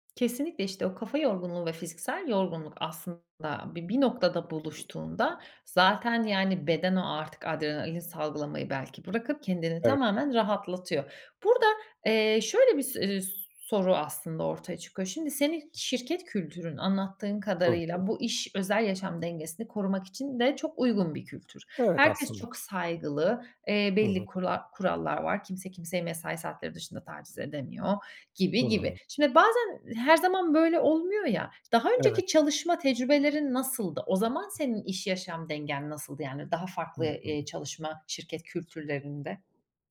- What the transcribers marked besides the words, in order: none
- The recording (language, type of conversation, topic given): Turkish, podcast, İş-yaşam dengesini korumak için neler yapıyorsun?